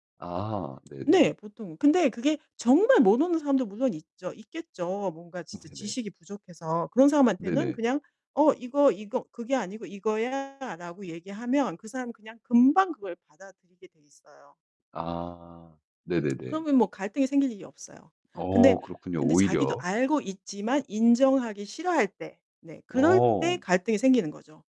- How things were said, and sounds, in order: tapping; distorted speech; other background noise
- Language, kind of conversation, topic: Korean, podcast, 갈등이 생기면 보통 어떻게 대처하시나요?